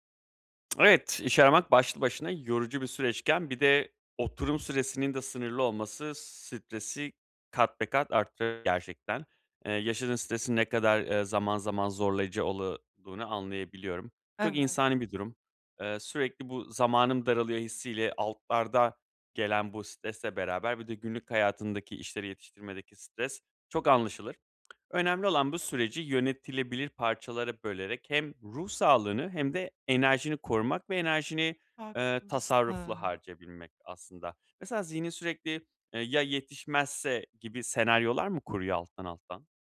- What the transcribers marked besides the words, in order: other background noise
- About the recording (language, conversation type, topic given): Turkish, advice, Gün içinde bunaldığım anlarda hızlı ve etkili bir şekilde nasıl topraklanabilirim?